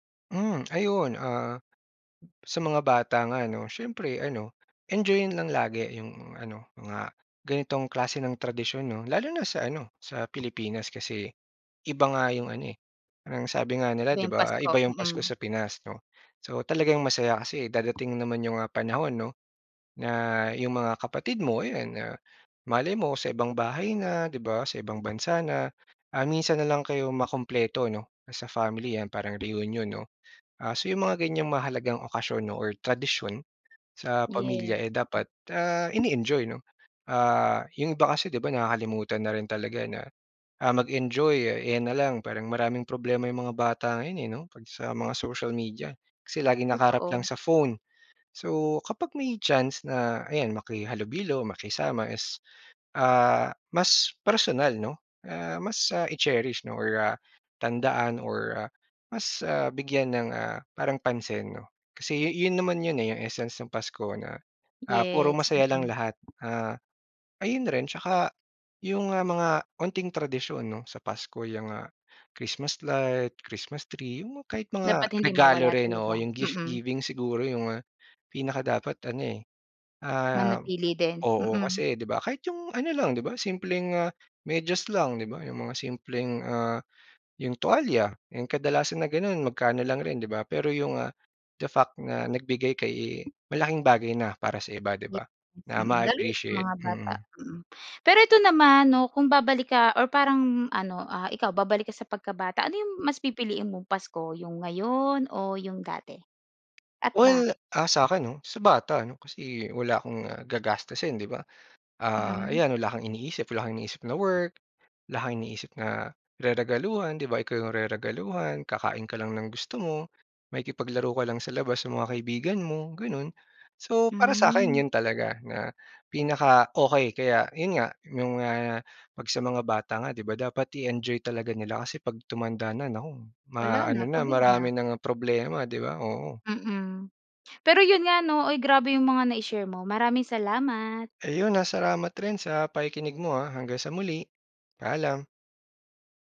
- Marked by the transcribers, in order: tapping; in English: "i-cherish"; in English: "essence"
- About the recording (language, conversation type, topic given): Filipino, podcast, Anong tradisyon ang pinakamakabuluhan para sa iyo?